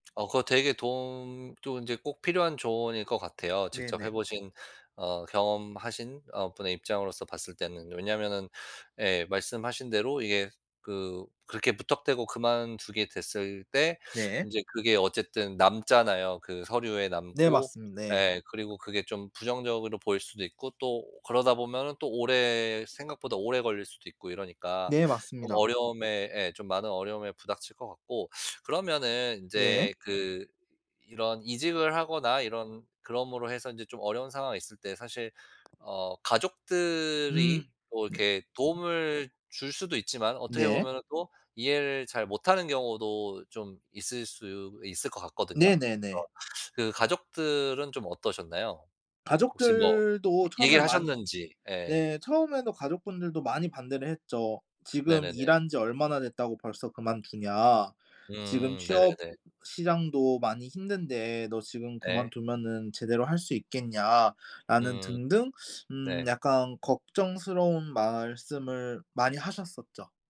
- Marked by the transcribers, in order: other background noise; tapping
- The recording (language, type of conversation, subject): Korean, podcast, 직업을 바꿀 때 가장 먼저 무엇을 고민하시나요?